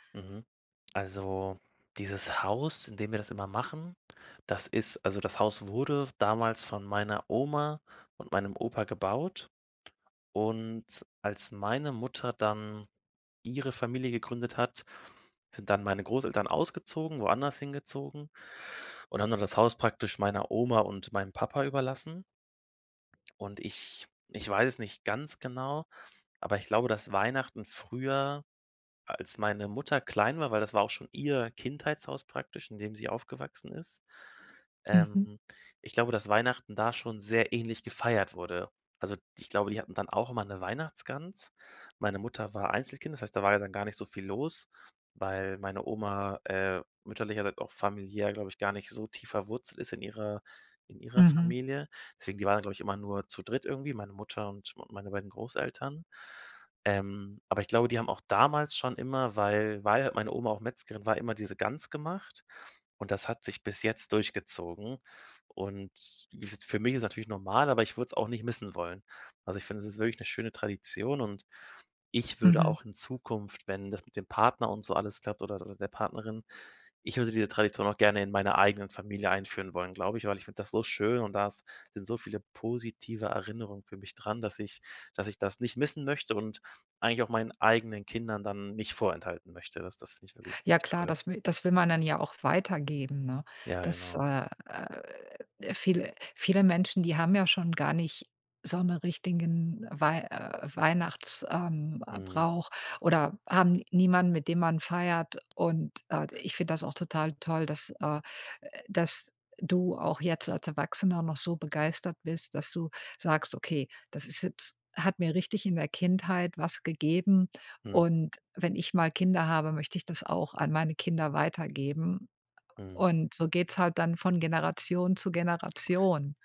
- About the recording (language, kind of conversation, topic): German, podcast, Welche Geschichte steckt hinter einem Familienbrauch?
- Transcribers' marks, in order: none